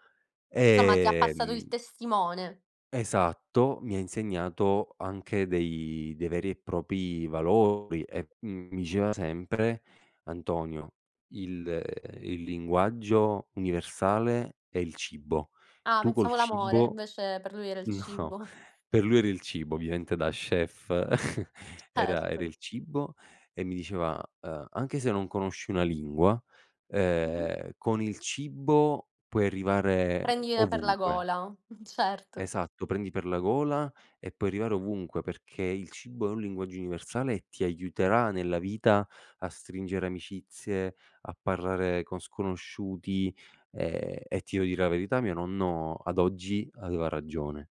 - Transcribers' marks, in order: drawn out: "ehm"; "propri" said as "propi"; laughing while speaking: "no"; "ovviamente" said as "ovviaente"; chuckle; other background noise; chuckle
- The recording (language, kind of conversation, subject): Italian, podcast, Come ti sei appassionato alla cucina o al cibo?